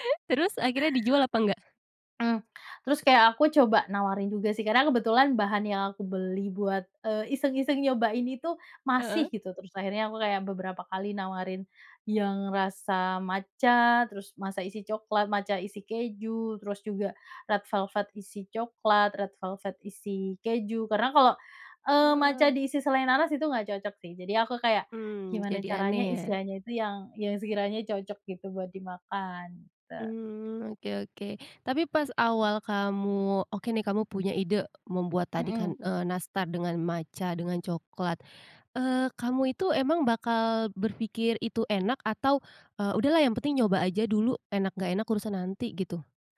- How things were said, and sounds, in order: other background noise; tapping; in English: "red"; in English: "red"; tongue click
- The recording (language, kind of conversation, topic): Indonesian, podcast, Pernahkah kamu mencoba campuran rasa yang terdengar aneh, tapi ternyata cocok banget?